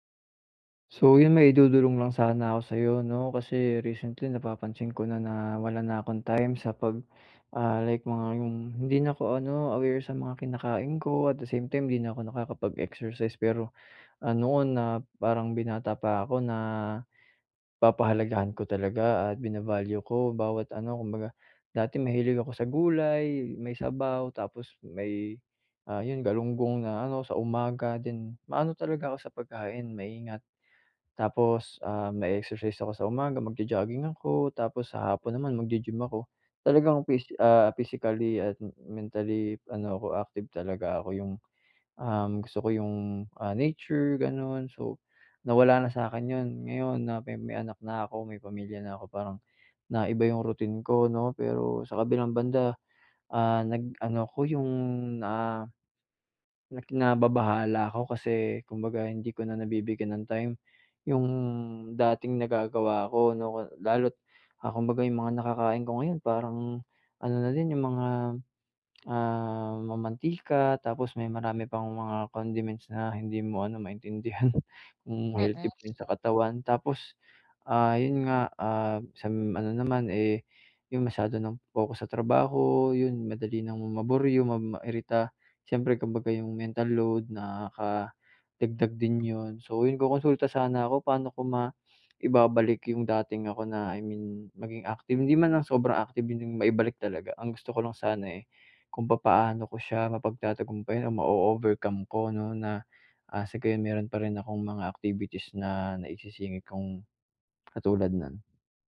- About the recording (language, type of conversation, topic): Filipino, advice, Paano ko mapapangalagaan ang pisikal at mental na kalusugan ko?
- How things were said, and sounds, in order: tongue click; laughing while speaking: "maintindihan"; tapping